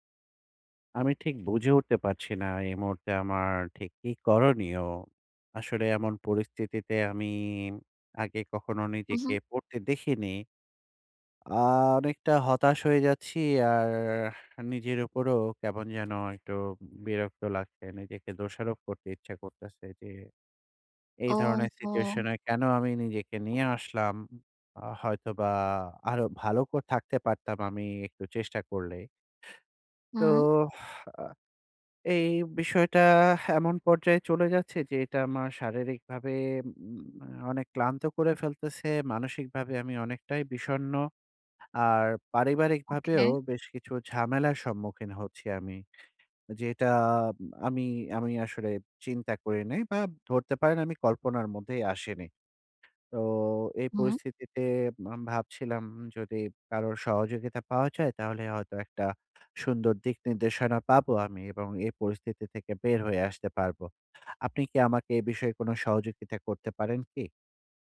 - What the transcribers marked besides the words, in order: tapping; sigh
- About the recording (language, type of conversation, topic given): Bengali, advice, নতুন পরিবর্তনের সাথে মানিয়ে নিতে না পারলে মানসিক শান্তি ধরে রাখতে আমি কীভাবে স্বযত্ন করব?